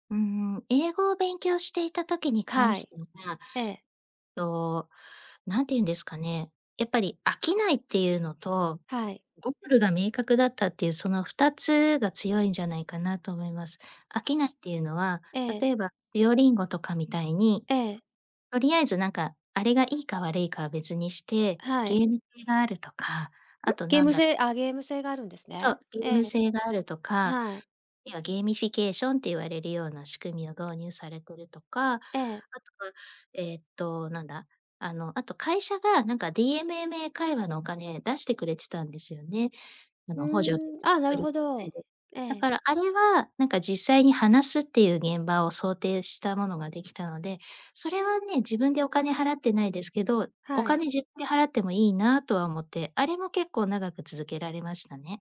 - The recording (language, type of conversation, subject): Japanese, podcast, おすすめの学習リソースは、どのような基準で選んでいますか？
- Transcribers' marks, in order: other background noise; tapping; in English: "ゲーミフィケーション"